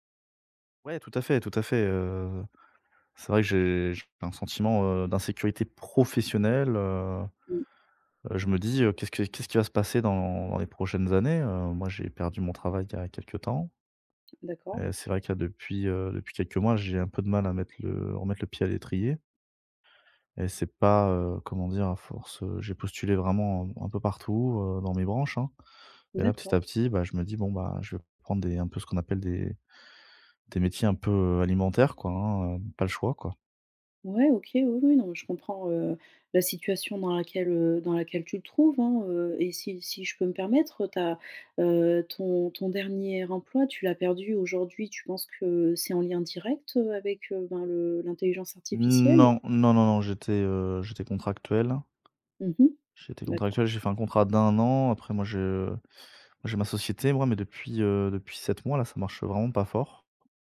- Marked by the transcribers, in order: stressed: "professionnelle"; other background noise
- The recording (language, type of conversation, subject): French, advice, Comment puis-je vivre avec ce sentiment d’insécurité face à l’inconnu ?